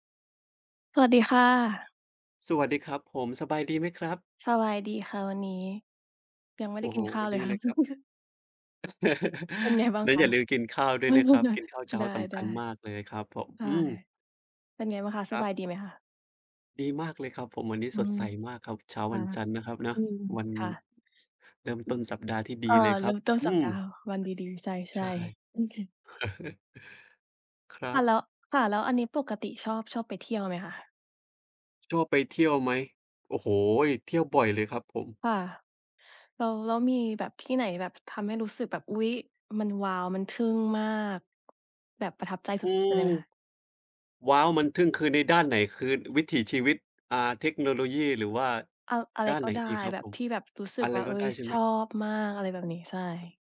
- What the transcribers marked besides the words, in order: chuckle; laughing while speaking: "เป็นไงบ้างคะ ?"; chuckle; chuckle
- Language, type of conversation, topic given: Thai, unstructured, สถานที่ไหนที่ทำให้คุณรู้สึกทึ่งมากที่สุด?